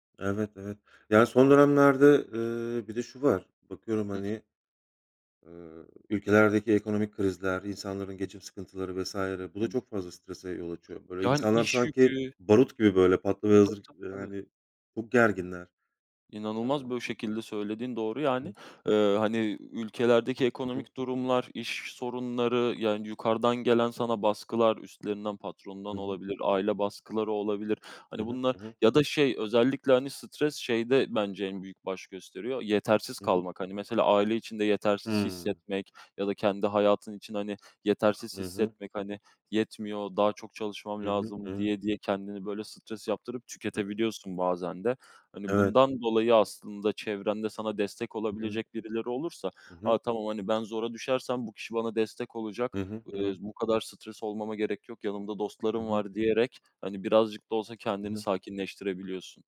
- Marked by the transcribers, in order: other background noise; tapping; "bu" said as "bö"
- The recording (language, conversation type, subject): Turkish, unstructured, Stresle başa çıkmak neden bazen bu kadar zor olur?
- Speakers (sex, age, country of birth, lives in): male, 20-24, Turkey, Poland; male, 35-39, Turkey, Poland